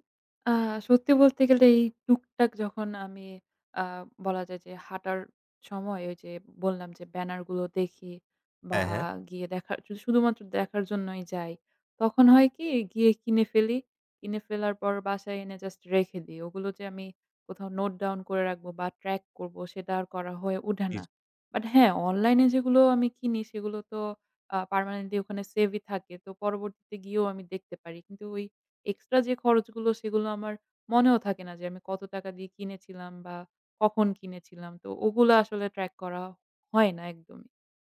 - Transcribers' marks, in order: tapping
- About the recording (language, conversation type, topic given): Bengali, advice, মাসিক বাজেট ঠিক করতে আপনার কী ধরনের অসুবিধা হচ্ছে?